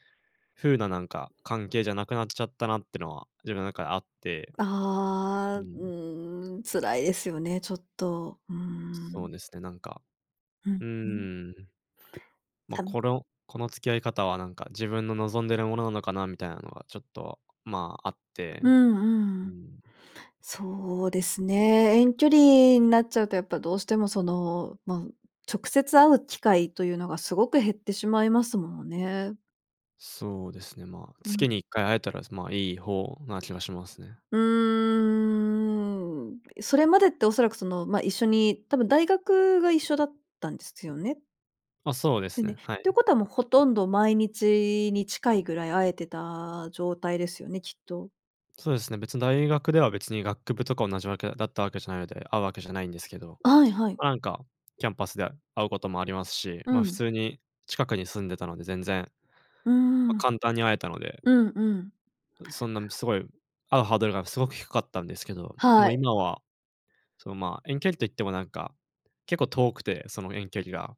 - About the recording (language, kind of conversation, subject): Japanese, advice, パートナーとの関係の変化によって先行きが不安になったとき、どのように感じていますか？
- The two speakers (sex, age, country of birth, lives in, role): female, 40-44, Japan, Japan, advisor; male, 20-24, Japan, Japan, user
- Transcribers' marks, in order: other background noise; tapping; drawn out: "うーん"; unintelligible speech